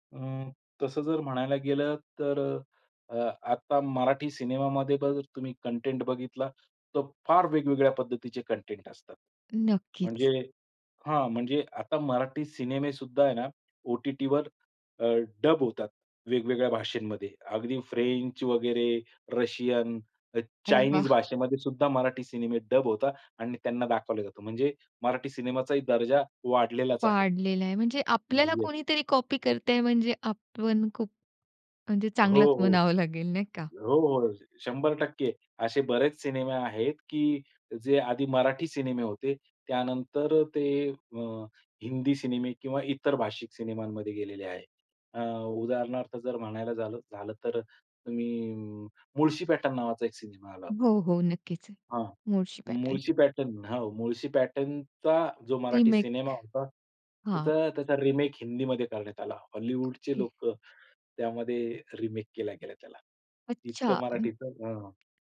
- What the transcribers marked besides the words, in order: tapping; unintelligible speech
- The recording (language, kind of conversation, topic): Marathi, podcast, मालिका आणि चित्रपटांचे प्रवाहचित्रण आल्यामुळे प्रेक्षकांचा अनुभव कसा बदलला, हे तू स्पष्ट करशील का?